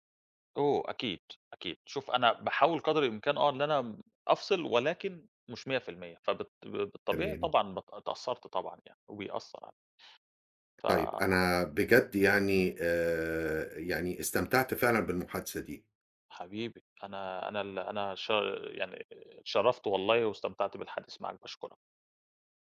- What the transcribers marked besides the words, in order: tapping
- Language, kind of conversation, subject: Arabic, podcast, إزاي بتوازن بين الشغل وحياتك الشخصية؟